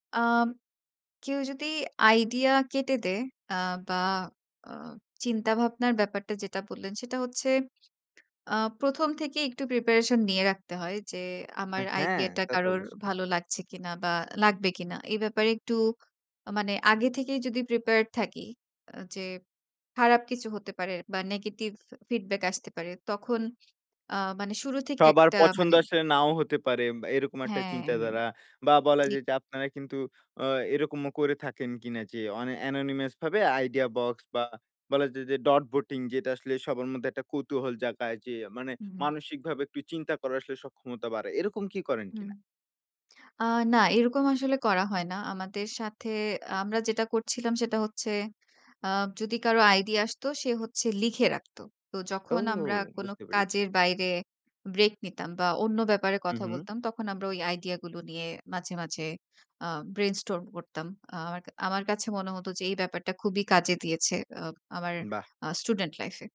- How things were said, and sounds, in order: other background noise; in English: "প্রিপারেশন"; in English: "প্রিপেয়ার্ড"; in English: "এনোনিমাস"; in English: "আইডিয়া বক্স"; in English: "ডট ভোটিং"; in English: "ব্রেইনস্টর্ম"
- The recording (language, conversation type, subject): Bengali, podcast, দলের মধ্যে যখন সৃজনশীলতা আটকে যায়, তখন আপনি কী করেন?